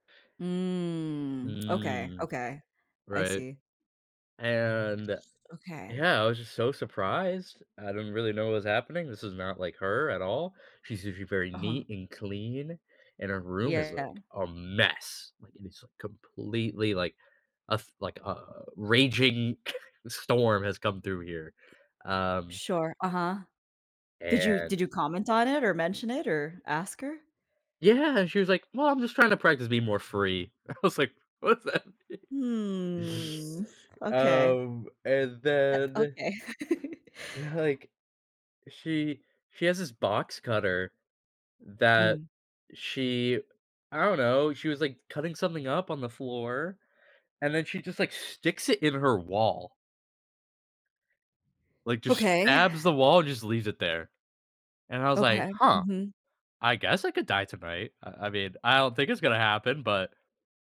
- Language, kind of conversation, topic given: English, advice, How can I cope with shock after a sudden breakup?
- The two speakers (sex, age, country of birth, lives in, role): female, 30-34, United States, United States, advisor; male, 25-29, United States, United States, user
- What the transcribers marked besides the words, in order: drawn out: "Mm"; tapping; other background noise; stressed: "mess"; chuckle; laughing while speaking: "I was like, What's that mean?"; drawn out: "Hmm"; chuckle